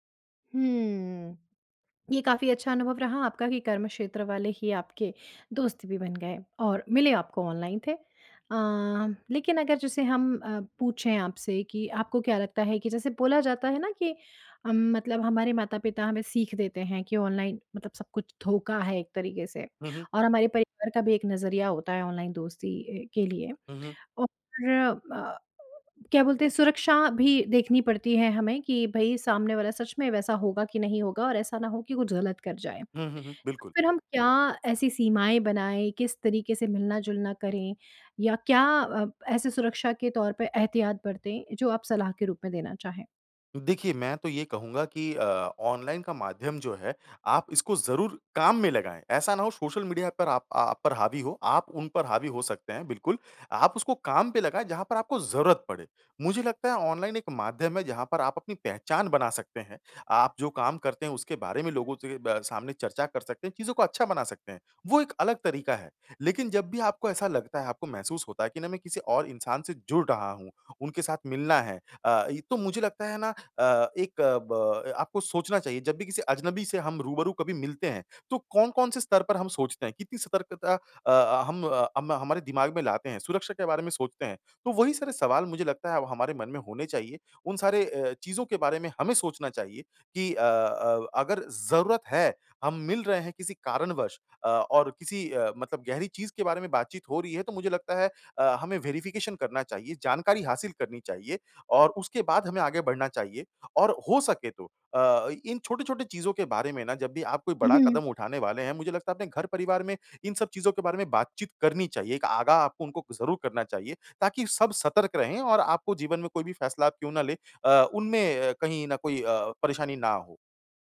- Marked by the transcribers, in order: tapping; in English: "वेरिफ़िकेशन"
- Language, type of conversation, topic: Hindi, podcast, ऑनलाइन दोस्ती और असली दोस्ती में क्या फर्क लगता है?